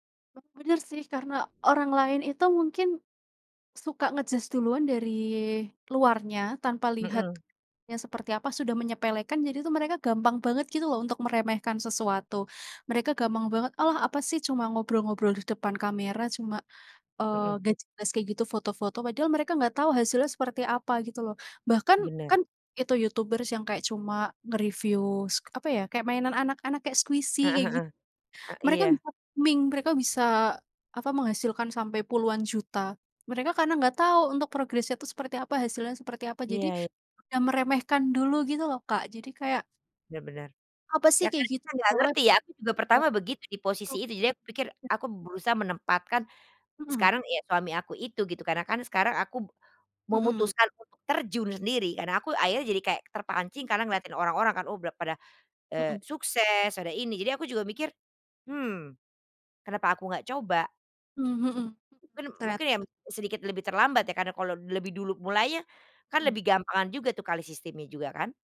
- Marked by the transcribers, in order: in English: "nge-judge"; in English: "squishy"; unintelligible speech; "ya" said as "yam"; tapping
- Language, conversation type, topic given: Indonesian, unstructured, Bagaimana perasaanmu kalau ada yang mengejek hobimu?